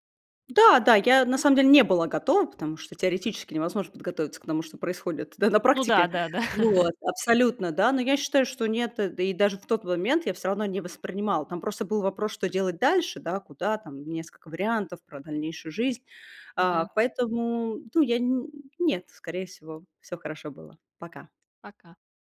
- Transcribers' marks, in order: laughing while speaking: "да, на практике"; chuckle
- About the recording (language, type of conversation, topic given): Russian, podcast, Как ты отличаешь риск от безрассудства?